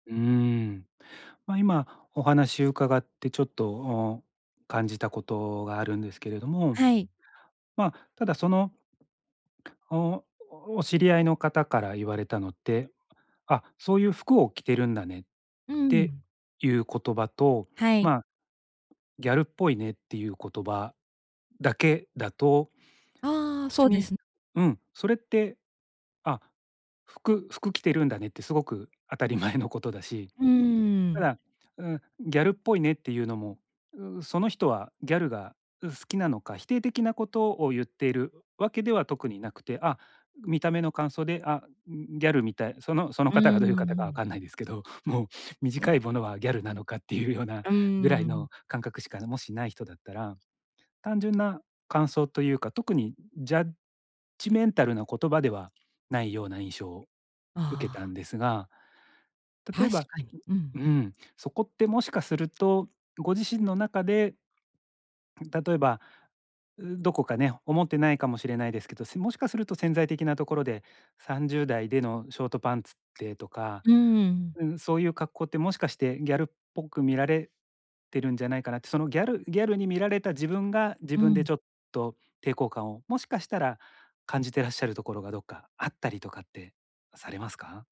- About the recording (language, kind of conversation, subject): Japanese, advice, 他人の目を気にせず服を選ぶにはどうすればよいですか？
- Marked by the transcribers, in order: other noise; in English: "ジャッジメンタル"